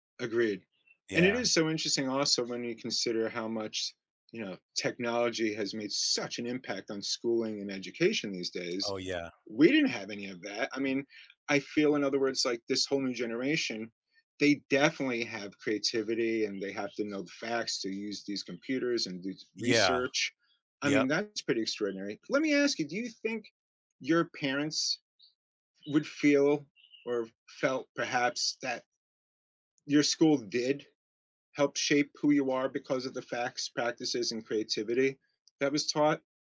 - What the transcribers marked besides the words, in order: other background noise
- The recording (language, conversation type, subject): English, unstructured, How have facts, practice, and creativity shaped you, and how should schools balance them today?